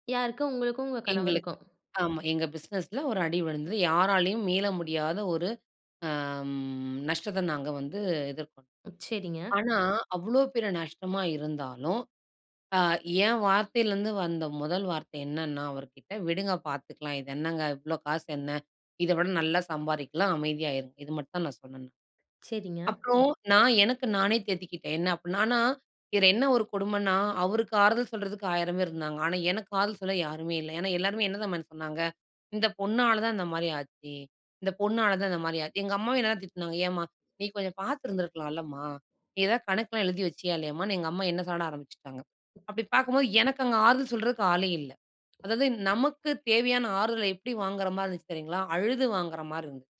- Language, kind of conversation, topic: Tamil, podcast, நீங்கள் உங்களுக்கே ஒரு நல்ல நண்பராக எப்படி இருப்பீர்கள்?
- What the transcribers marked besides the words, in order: in English: "பிஸ்னஸ்ல"; drawn out: "அம்"